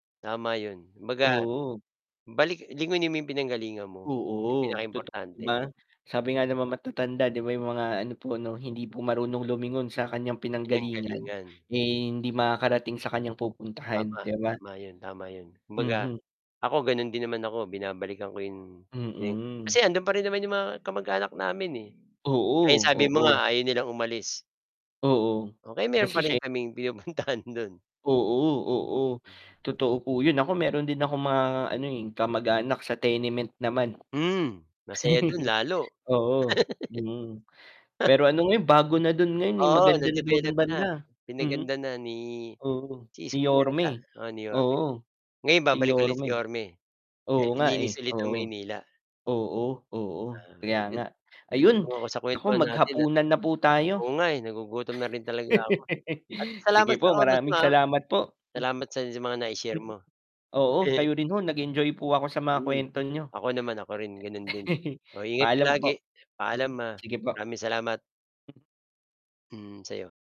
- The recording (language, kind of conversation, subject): Filipino, unstructured, Ano ang ginagawa mo kapag may taong palaging masama ang pagsagot sa iyo?
- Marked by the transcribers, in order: tapping; static; distorted speech; other background noise; laughing while speaking: "pinupuntahan"; chuckle; scoff; unintelligible speech; laugh; chuckle; chuckle